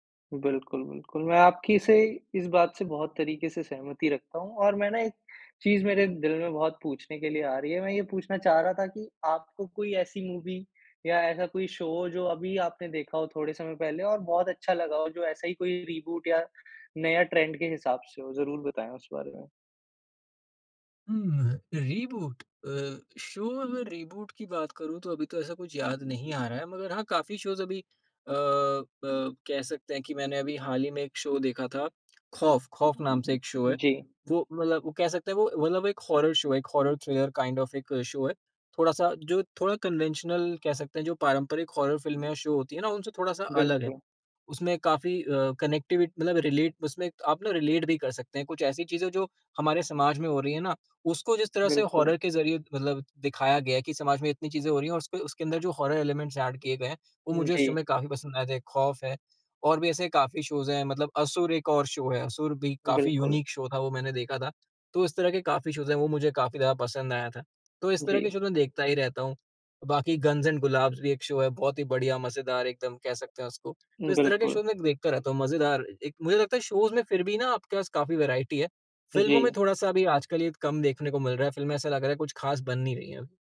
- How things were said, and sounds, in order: in English: "मूवी"; in English: "शो"; in English: "रीबूट"; in English: "ट्रेंड"; in English: "रीबूट"; in English: "शो"; in English: "रीबूट"; in English: "शोज"; in English: "शो"; lip smack; in English: "शो"; in English: "हॉरर शो"; in English: "हॉरर थ्रिलर काइंड ऑफ"; in English: "शो"; in English: "कन्वेंशनल"; in English: "हॉरर"; in English: "शो"; in English: "कनेक्टिव"; in English: "रिलेट"; in English: "रिलेट"; in English: "हॉरर"; in English: "हॉरर एलिमेंट्स एड"; in English: "शो"; in English: "शोज"; in English: "शो"; in English: "यूनिक शो"; in English: "शोज"; in English: "शोज"; in English: "शो"; in English: "शोज"; in English: "शोज"; in English: "वेराइटी"
- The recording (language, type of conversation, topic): Hindi, podcast, नॉस्टैल्जिया ट्रेंड्स और रीबूट्स पर तुम्हारी क्या राय है?